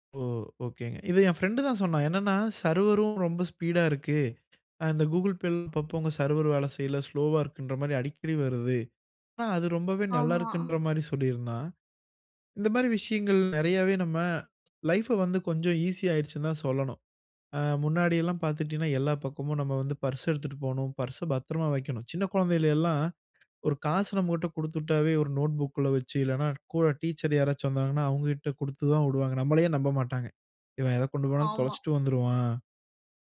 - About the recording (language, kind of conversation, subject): Tamil, podcast, டிஜிட்டல் பணம் நம்ம அன்றாட வாழ்க்கையை எளிதாக்குமா?
- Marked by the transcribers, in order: in English: "சர்வரும்"; in English: "ஸ்பீடா"; in English: "கூகிள் பேள்"; in English: "சர்வரும்"; in English: "ஸ்லோவா"; in English: "லைஃப்ப"